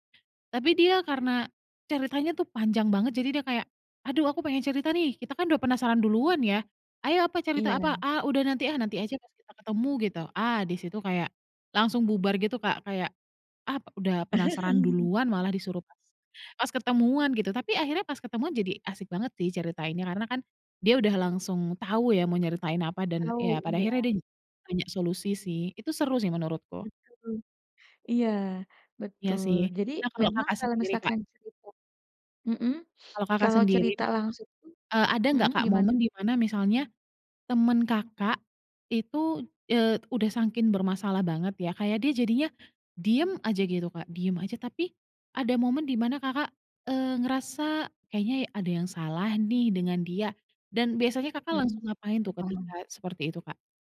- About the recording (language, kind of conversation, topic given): Indonesian, podcast, Apa bedanya mendengarkan seseorang untuk membantu mencari jalan keluar dan mendengarkan untuk memberi dukungan emosional?
- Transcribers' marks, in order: laugh; unintelligible speech; sniff; other background noise